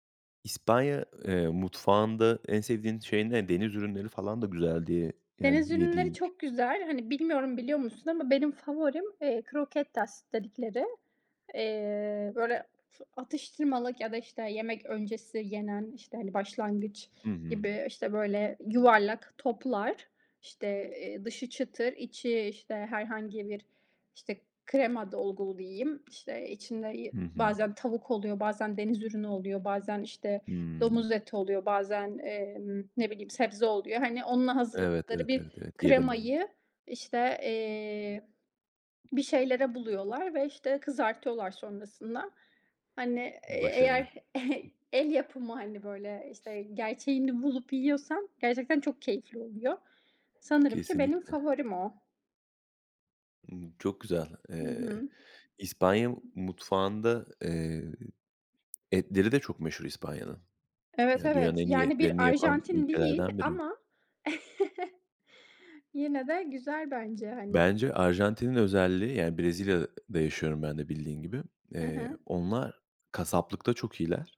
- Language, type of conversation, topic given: Turkish, unstructured, Farklı ülkelerin yemek kültürleri seni nasıl etkiledi?
- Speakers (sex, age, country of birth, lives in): female, 25-29, Turkey, Spain; male, 30-34, Turkey, Portugal
- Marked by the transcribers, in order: other background noise; in Spanish: "croquetas"; tapping; chuckle; chuckle